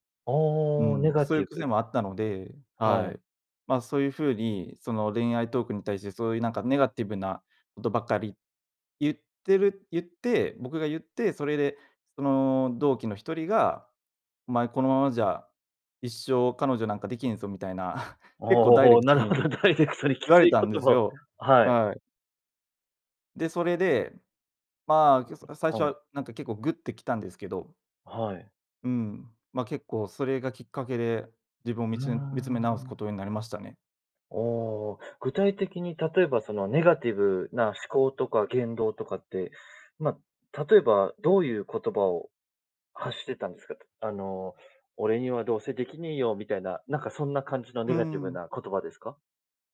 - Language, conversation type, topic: Japanese, podcast, 誰かの一言で人生の進む道が変わったことはありますか？
- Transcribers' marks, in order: chuckle; laughing while speaking: "なるほど。ダイレクトにきついことを"; other background noise